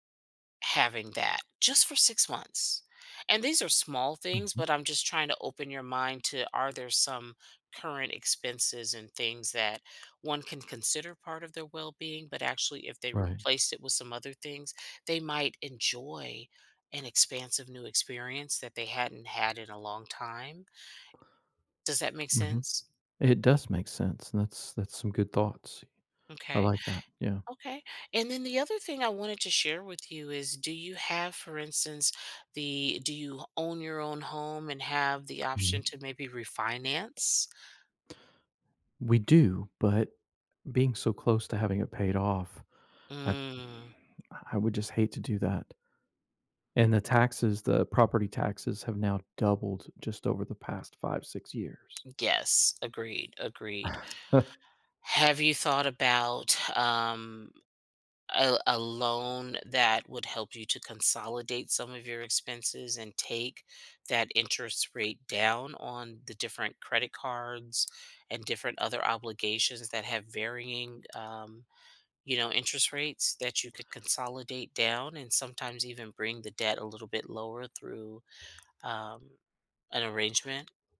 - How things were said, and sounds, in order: other background noise; tapping; chuckle
- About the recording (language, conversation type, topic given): English, advice, How can I reduce anxiety about my financial future and start saving?